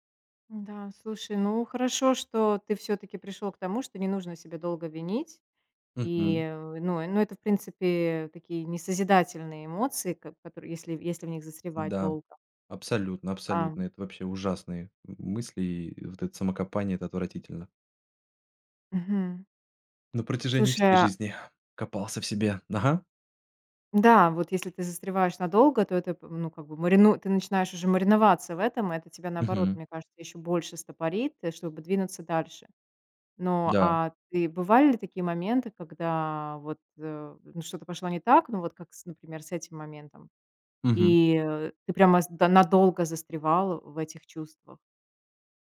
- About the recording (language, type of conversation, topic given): Russian, podcast, Как ты справляешься с чувством вины или стыда?
- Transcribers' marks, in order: tapping